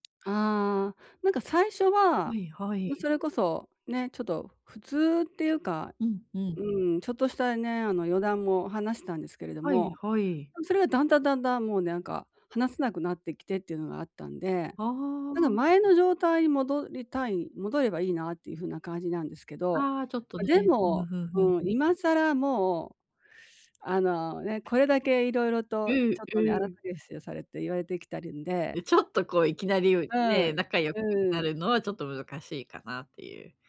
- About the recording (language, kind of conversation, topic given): Japanese, advice, 批判を受けても自分らしさを保つにはどうすればいいですか？
- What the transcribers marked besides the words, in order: tapping; other background noise; "粗探し" said as "あらさげし"